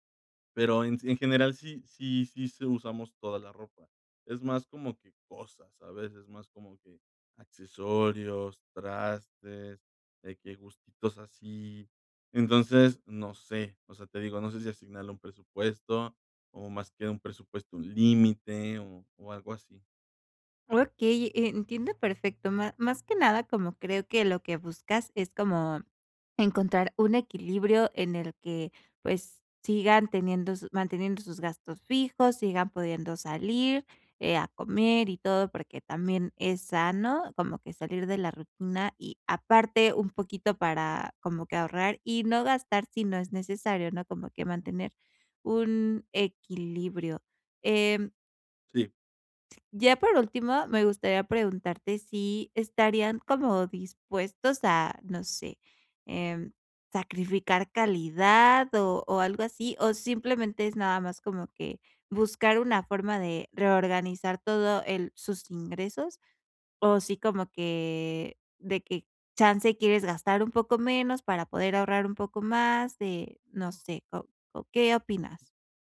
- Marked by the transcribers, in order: tapping
- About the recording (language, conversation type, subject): Spanish, advice, ¿Cómo puedo comprar lo que necesito sin salirme de mi presupuesto?